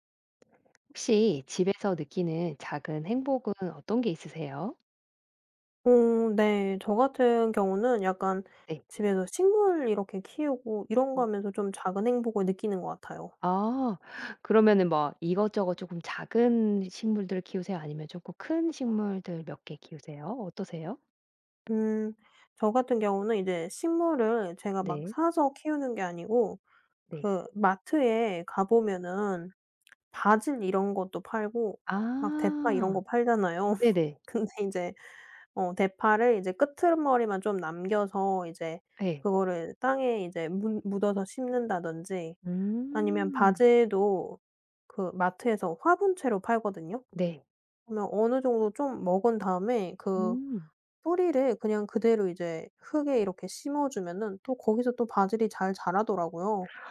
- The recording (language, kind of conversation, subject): Korean, podcast, 집에서 느끼는 작은 행복은 어떤 건가요?
- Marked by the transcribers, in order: other background noise; tapping; laughing while speaking: "팔잖아요"